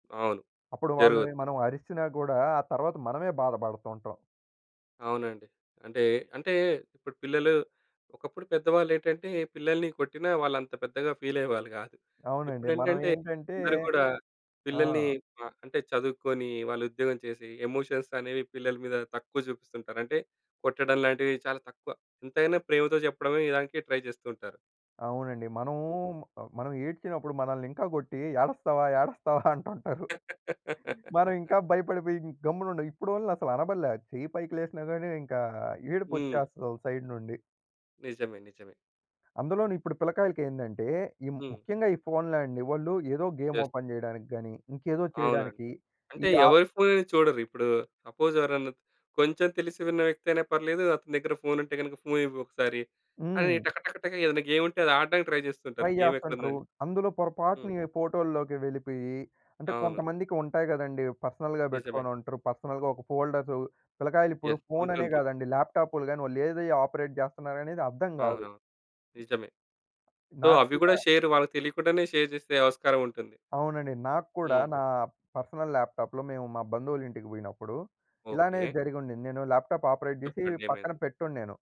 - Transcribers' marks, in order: in English: "ఎమోషన్స్"; in English: "ట్రై"; chuckle; laugh; in English: "సైడ్"; in English: "యెస్"; in English: "గేమ్ ఓపెన్"; in English: "సపోజ్"; in English: "ట్రై"; in English: "ట్రై"; in English: "పర్సనల్‌గా"; in English: "పర్సనల్‌గా"; in English: "ఫోల్డర్స్"; in English: "యెస్"; in English: "ఆపరేట్"; in English: "సో"; in English: "షేర్"; in English: "షేర్"; in English: "పర్సనల్ ల్యాప్‌టాప్‌లో"; in English: "ల్యాప్‌టాప్ ఆపరేట్"
- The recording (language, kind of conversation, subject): Telugu, podcast, కుటుంబ ఫొటోలు పంచుకునేటప్పుడు మీరు ఏ నియమాలు పాటిస్తారు?